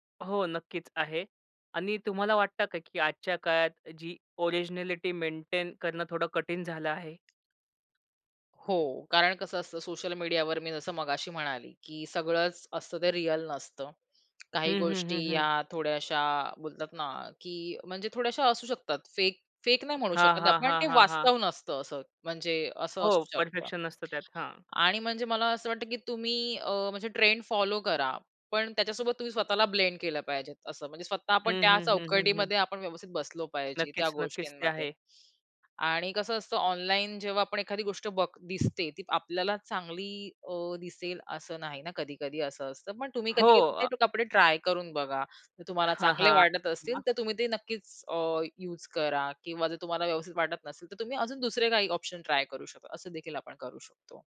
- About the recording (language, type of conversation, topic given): Marathi, podcast, सामाजिक माध्यमांचा तुमच्या पेहरावाच्या शैलीवर कसा परिणाम होतो?
- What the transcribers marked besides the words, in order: in English: "ओरिजिनॅलिटी"; tapping; in English: "परफेक्शन"; in English: "ब्लेंड"; other background noise